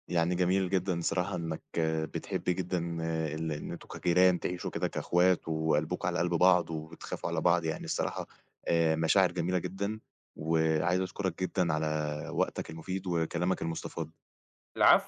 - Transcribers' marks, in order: none
- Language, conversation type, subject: Arabic, podcast, إزاي نبني جوّ أمان بين الجيران؟